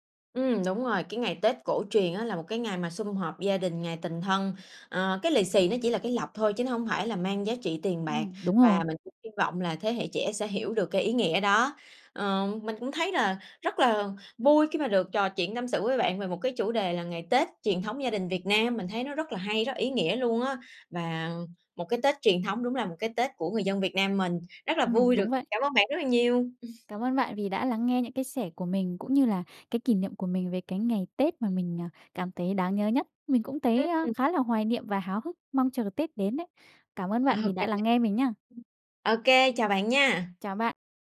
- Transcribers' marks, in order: tapping; laugh; other background noise
- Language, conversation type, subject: Vietnamese, podcast, Bạn có thể kể về một kỷ niệm Tết gia đình đáng nhớ của bạn không?